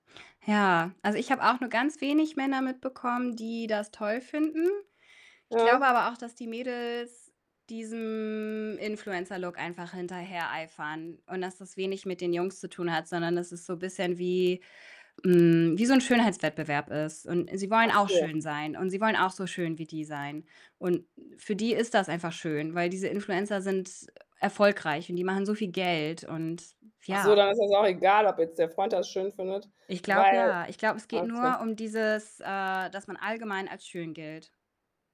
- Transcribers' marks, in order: distorted speech; static
- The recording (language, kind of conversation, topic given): German, podcast, Wie beeinflussen Influencer unser Kaufverhalten?